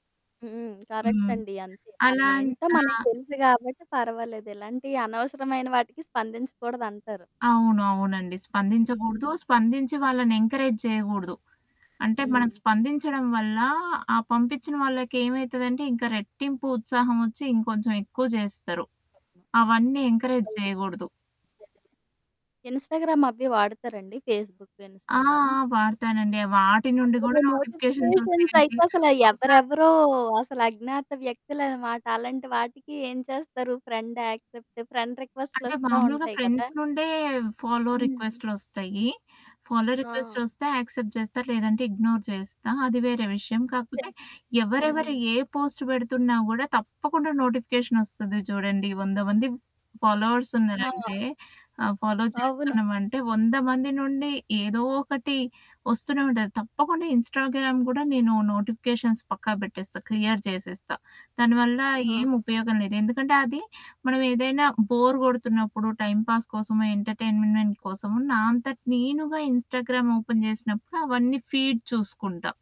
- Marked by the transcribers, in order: static; in English: "కరెక్ట్"; other background noise; in English: "ఎంకరేజ్"; in English: "ఎంకరేజ్"; in English: "ఇన్‌స్టాగ్రామ్"; in English: "ఫేస్‌బుక్"; distorted speech; in English: "నోటిఫికేషన్స్"; in English: "నోటిఫికేషన్స్"; in English: "ఫ్రెండ్ యాక్సెప్ట్ ఫ్రెండ్ రిక్వెస్ట్"; in English: "ఫ్రెండ్స్"; in English: "ఫాలో"; in English: "ఫాలో రిక్వెస్ట్"; in English: "యాక్సెప్ట్"; in English: "ఇగ్నోర్"; in English: "పోస్ట్"; in English: "నోటిఫికేషన్"; in English: "ఫాలోవర్స్"; in English: "ఫాలో"; in English: "ఇన్‌స్టాగ్రామ్"; in English: "నోటిఫికేషన్స్"; in English: "క్లియర్"; in English: "బోర్"; in English: "టైమ్‌పాస్"; in English: "ఎంటర్‌టైన్మెంట్"; in English: "ఇన్‌స్టాగ్రామ్ ఓపెన్"; in English: "ఫీడ్"
- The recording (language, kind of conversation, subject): Telugu, podcast, నోటిఫికేషన్లు వచ్చినప్పుడు మీరు సాధారణంగా ఎలా స్పందిస్తారు?